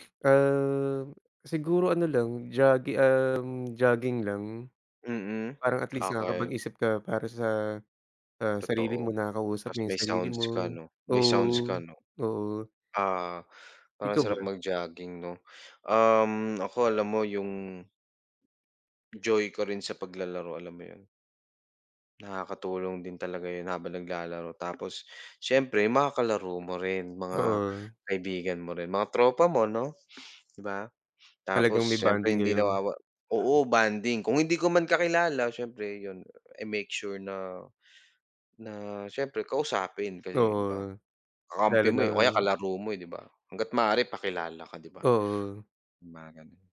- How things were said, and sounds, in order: drawn out: "Um"
- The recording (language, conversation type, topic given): Filipino, unstructured, Ano ang pinakamasayang bahagi ng paglalaro ng isports para sa’yo?